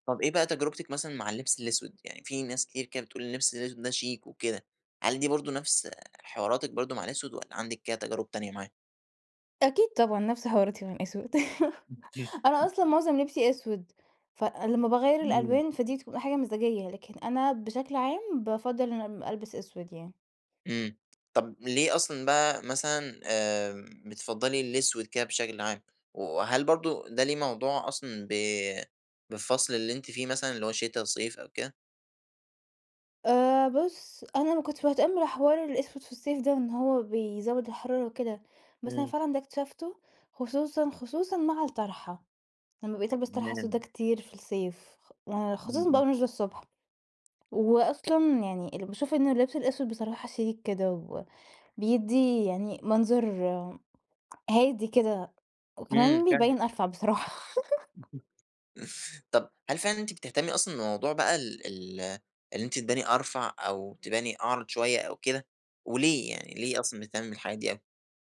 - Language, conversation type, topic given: Arabic, podcast, إزاي بتختار لبسك كل يوم؟
- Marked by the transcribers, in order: unintelligible speech; chuckle; chuckle; laugh; tapping